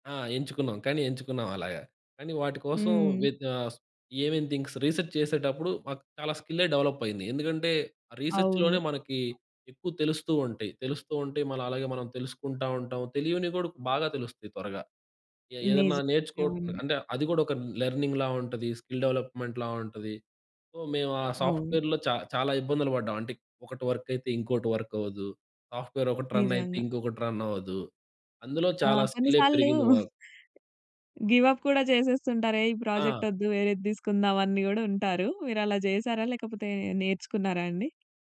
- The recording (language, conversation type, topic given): Telugu, podcast, చిన్న ప్రాజెక్టులతో నైపుణ్యాలను మెరుగుపరుచుకునేందుకు మీరు ఎలా ప్రణాళిక వేసుకుంటారు?
- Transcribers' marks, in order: in English: "థింగ్స్ రీసెర్చ్"; in English: "డెవలప్"; in English: "రీసెర్చ్‌లోనే"; in English: "లెర్నింగ్‌లా"; in English: "స్కిల్ డెవలప్మెంట్‌లా"; in English: "సాఫ్ట్‌వేర్‌లో"; in English: "వర్క్"; in English: "వర్క్"; in English: "సాఫ్ట్‌వేర్"; in English: "రన్"; in English: "రన్"; chuckle; in English: "గివ్ అప్"; in English: "ప్రాజెక్ట్"